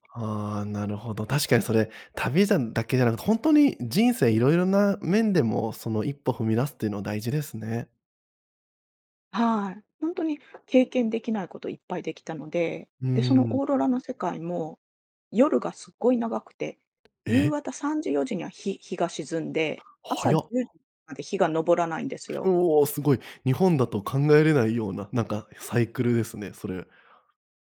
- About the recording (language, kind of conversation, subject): Japanese, podcast, ひとり旅で一番忘れられない体験は何でしたか？
- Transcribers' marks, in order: none